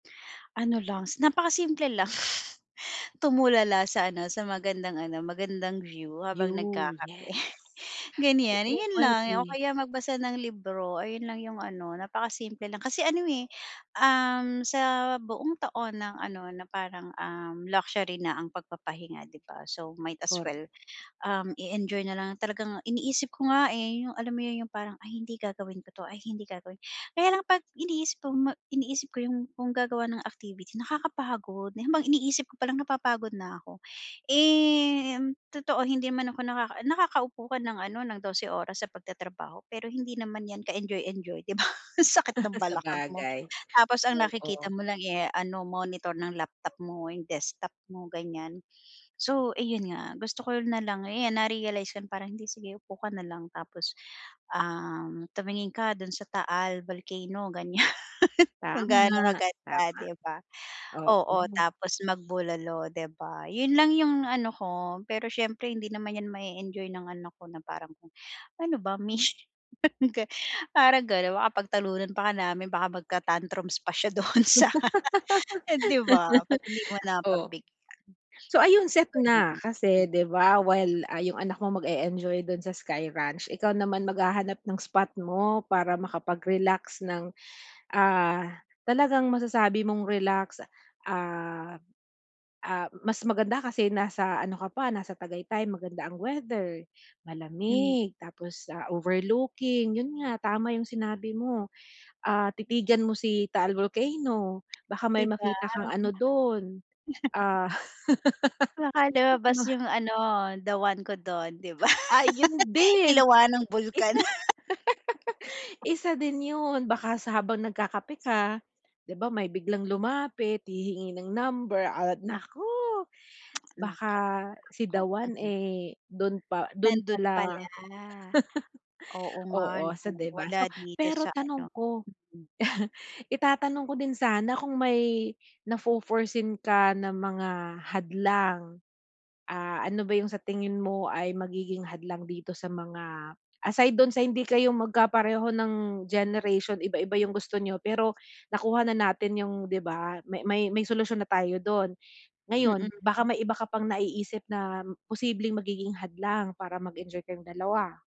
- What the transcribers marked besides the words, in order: laugh; chuckle; in English: "luxury"; in English: "might as well"; laugh; laugh; laugh; laugh; laugh; in English: "magka-tantrums"; laughing while speaking: "do'n sa"; other background noise; laugh; laugh; laugh; tongue click; laugh; laugh; in English: "nafo-foreseen"
- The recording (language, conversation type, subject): Filipino, advice, Paano ako makakahanap ng paraan para mag-enjoy sa holiday kahit nahihiya ako at wala akong kasama?